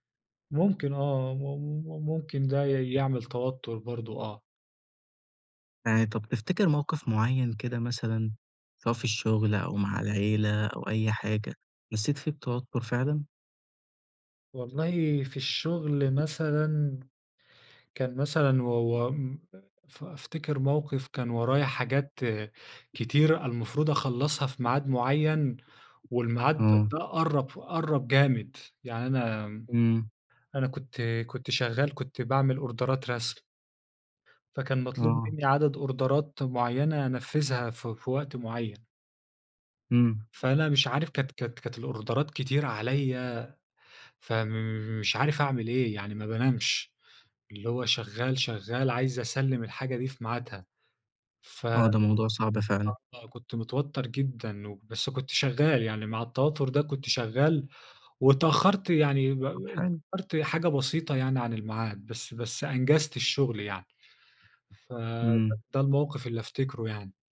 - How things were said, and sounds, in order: tapping; in English: "أوردرات"; in English: "أوردرات"; in English: "الأوردرات"
- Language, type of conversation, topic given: Arabic, podcast, إزاي بتتعامل مع التوتر اليومي؟